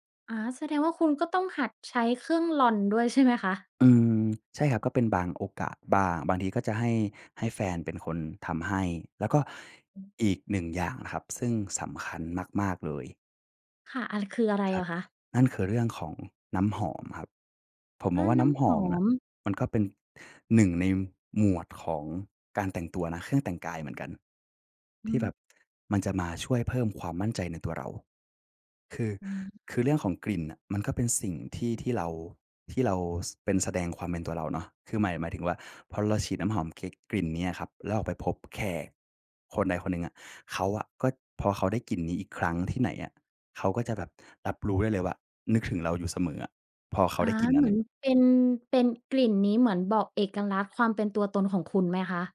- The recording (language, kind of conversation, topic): Thai, podcast, การแต่งตัวส่งผลต่อความมั่นใจของคุณมากแค่ไหน?
- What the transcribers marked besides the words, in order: other background noise